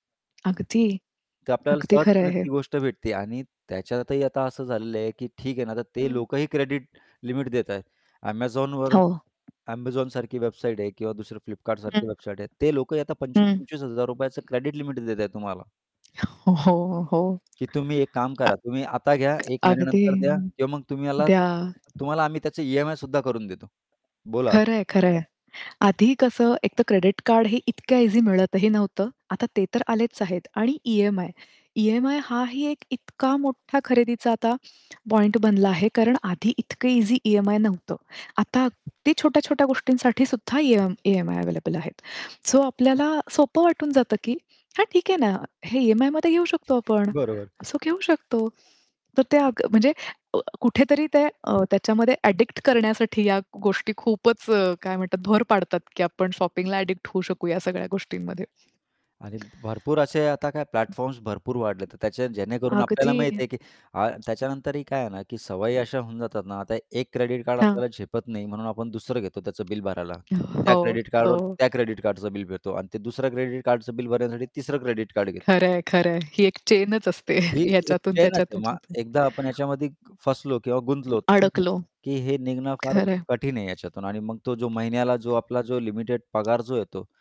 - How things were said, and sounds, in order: distorted speech; background speech; tapping; in English: "क्रेडिट"; static; laughing while speaking: "हो"; other background noise; in English: "सो"; in English: "सो"; chuckle; in English: "ॲडिक्ट"; in English: "शॉपिंगला ॲडिक्ट"; in English: "प्लॅटफॉर्म्स"; chuckle
- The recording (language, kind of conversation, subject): Marathi, podcast, कमी खरेदी करण्याची सवय तुम्ही कशी लावली?